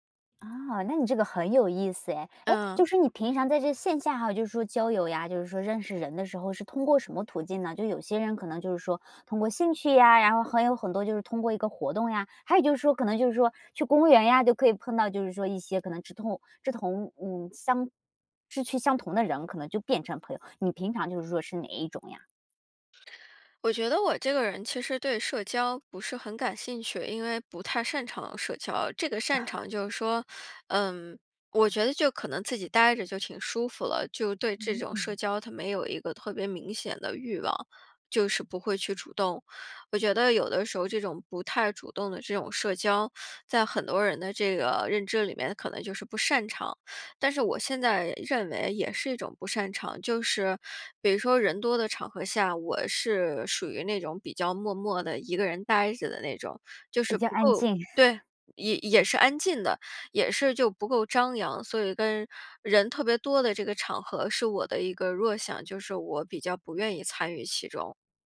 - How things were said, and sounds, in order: chuckle; chuckle
- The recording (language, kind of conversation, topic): Chinese, podcast, 你会如何建立真实而深度的人际联系？